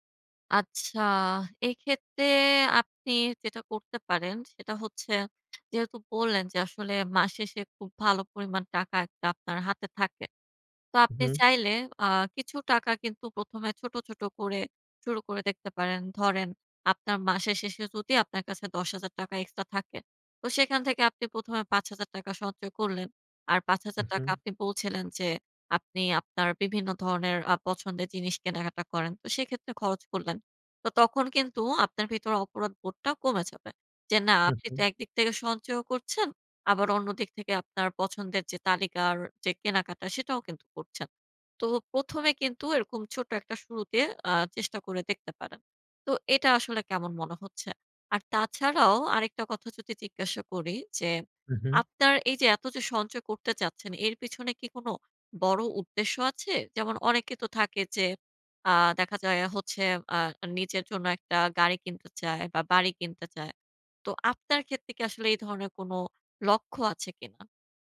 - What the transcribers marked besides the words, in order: none
- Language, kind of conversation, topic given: Bengali, advice, আর্থিক সঞ্চয় শুরু করে তা ধারাবাহিকভাবে চালিয়ে যাওয়ার স্থায়ী অভ্যাস গড়তে আমার কেন সমস্যা হচ্ছে?